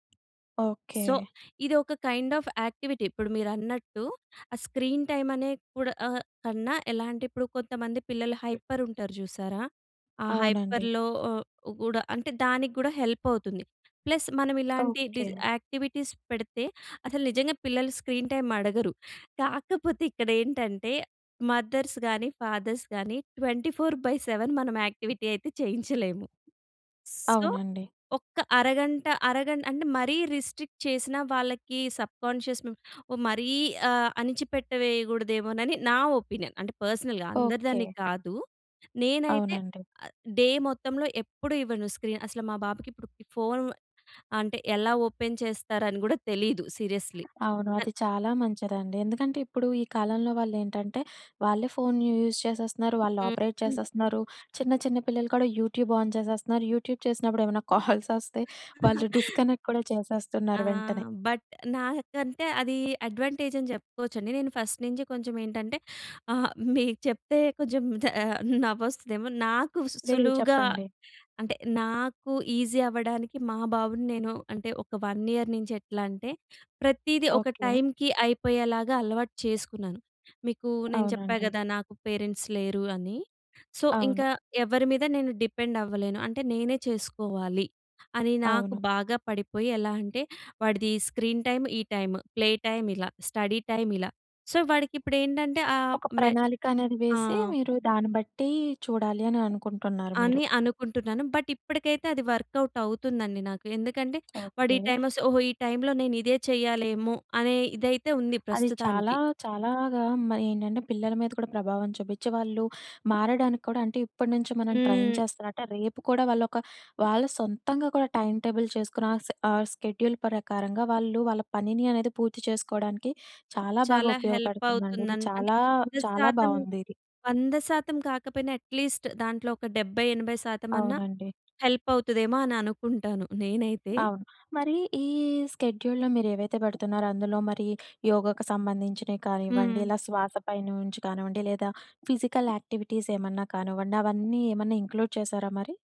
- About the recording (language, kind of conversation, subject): Telugu, podcast, శ్వాసపై దృష్టి పెట్టడం మీకు ఎలా సహాయపడింది?
- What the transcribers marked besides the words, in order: tapping; in English: "సో"; in English: "కైండ్ ఆఫ్ యాక్టివిటీ"; in English: "స్క్రీన్ టైమ్"; in English: "హైపర్‌లో"; in English: "హెల్ప్"; other background noise; in English: "ప్లస్"; in English: "యాక్టివిటీస్"; in English: "స్క్రీన్ టైమ్"; in English: "మదర్స్"; in English: "ఫాదర్స్"; in English: "ట్వంటీ ఫోర్ బై సెవెన్"; in English: "యాక్టివిటీ"; giggle; in English: "సో"; in English: "రిస్ట్రిక్ట్"; in English: "సబ్ కాన్షియస్‌ను"; in English: "ఒపీనియన్"; in English: "పర్సనల్‌గా"; other noise; in English: "డే"; in English: "స్క్రీన్"; in English: "ఓపెన్"; in English: "సీరియస్‌లీ"; "మంచిదండి" said as "మంచిరాండి"; in English: "ఆపరేట్"; in English: "యూట్యూబ్ ఆన్"; in English: "యూట్యూబ్"; laughing while speaking: "కాల్సొస్తే"; giggle; in English: "డిస్‌కనెక్ట్"; in English: "బట్"; in English: "అడ్వాంటేజ్"; in English: "ఫస్ట్"; giggle; in English: "ఈజీ"; in English: "వన్ ఇయర్"; in English: "పేరెంట్స్"; in English: "సో"; in English: "డిపెండ్"; in English: "స్క్రీన్ టైమ్"; in English: "ప్లే టైమ్"; in English: "స్టడీ టైమ్"; in English: "సో"; in English: "బట్"; in English: "వర్కౌట్"; in English: "ట్రైయిన్"; in English: "టైమ్ టేబుల్"; in English: "స్కెడ్యూల్"; in English: "ఎట్లీస్ట్"; in English: "హెల్ప్"; in English: "స్కెడ్యూల్‌లో"; in English: "ఫిజికల్ యాక్టివిటీస్"; in English: "ఇంక్లూడ్"